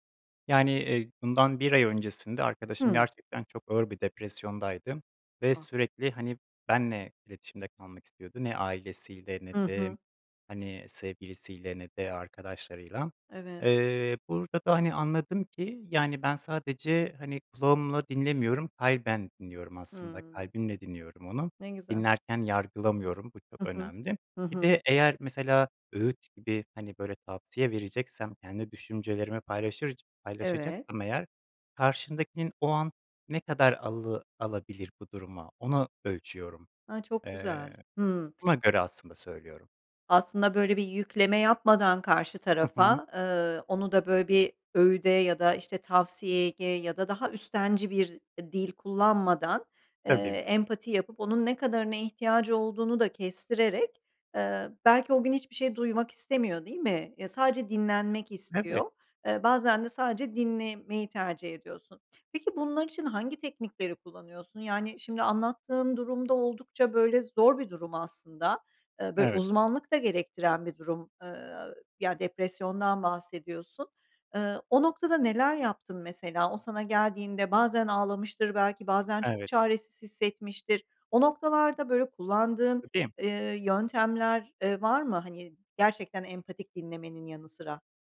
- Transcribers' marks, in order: other background noise
- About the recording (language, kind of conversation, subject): Turkish, podcast, İyi bir dinleyici olmak için neler yaparsın?